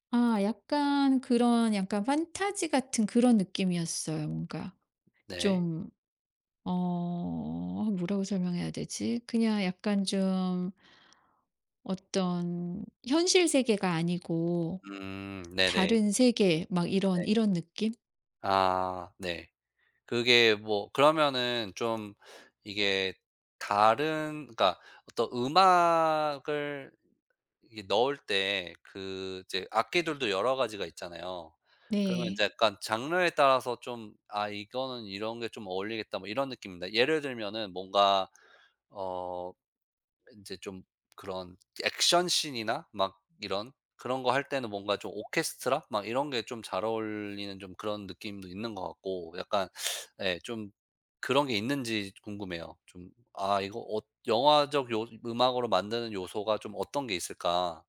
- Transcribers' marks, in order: other background noise; tapping
- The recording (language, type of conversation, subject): Korean, podcast, 영화 음악이 장면의 분위기와 감정 전달에 어떤 영향을 준다고 생각하시나요?